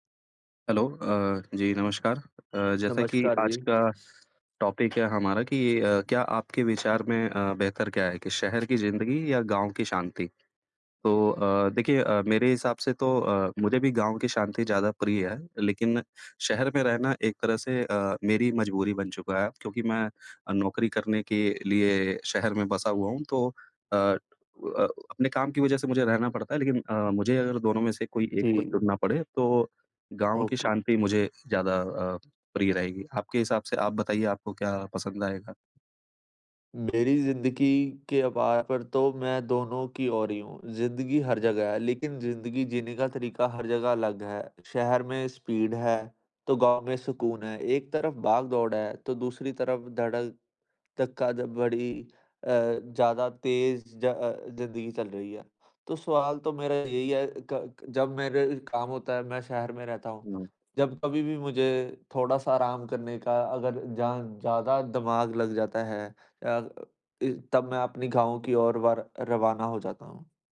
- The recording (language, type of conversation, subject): Hindi, unstructured, आपके विचार में शहर की जिंदगी और गांव की शांति में से कौन बेहतर है?
- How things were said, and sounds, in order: other background noise; in English: "टॉपिक"; tapping; in English: "ओके"; in English: "स्पीड"